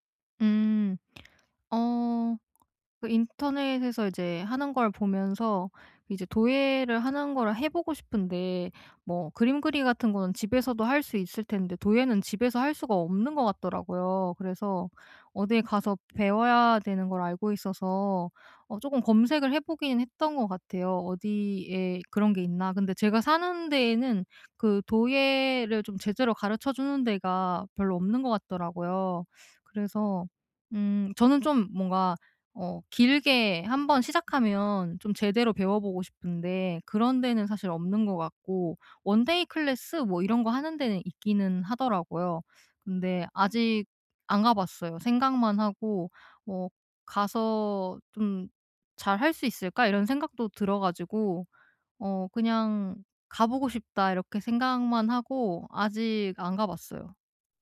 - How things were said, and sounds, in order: tapping
- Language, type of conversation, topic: Korean, advice, 새로운 취미를 시작하는 게 무서운데 어떻게 시작하면 좋을까요?
- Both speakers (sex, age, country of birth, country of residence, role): female, 30-34, South Korea, South Korea, user; male, 30-34, South Korea, Canada, advisor